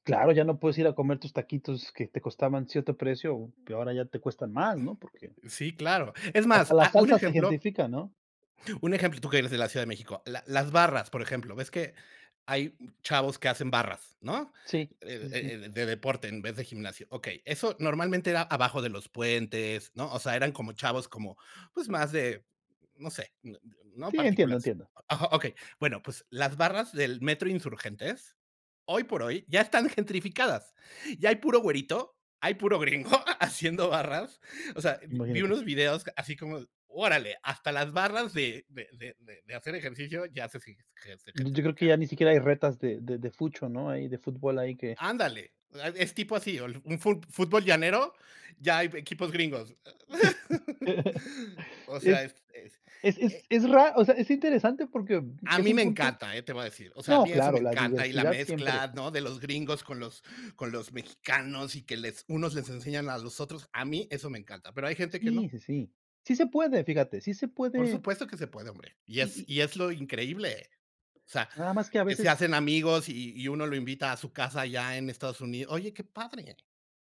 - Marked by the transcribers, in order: laughing while speaking: "ya están gentrificadas"; laughing while speaking: "hay puro gringo ha haciendo barras"; laugh
- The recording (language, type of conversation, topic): Spanish, unstructured, ¿Piensas que el turismo masivo destruye la esencia de los lugares?
- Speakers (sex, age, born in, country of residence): male, 40-44, Mexico, United States; male, 45-49, Mexico, Mexico